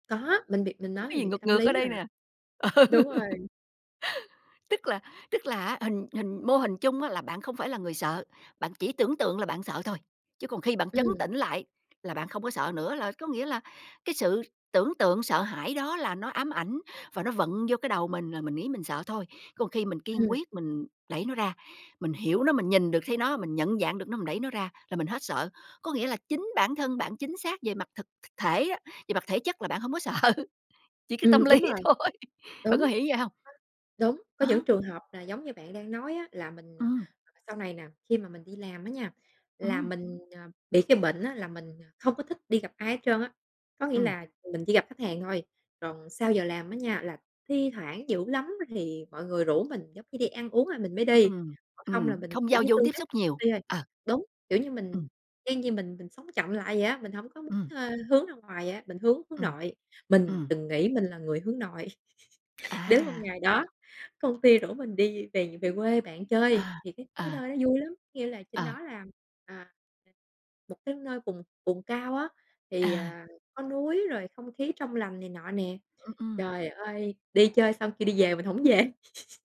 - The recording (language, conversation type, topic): Vietnamese, podcast, Bạn đã từng vượt qua nỗi sợ của mình như thế nào?
- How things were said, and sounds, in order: tapping; other background noise; laughing while speaking: "Ừ"; laughing while speaking: "sợ"; laughing while speaking: "lý thôi"; unintelligible speech; chuckle; chuckle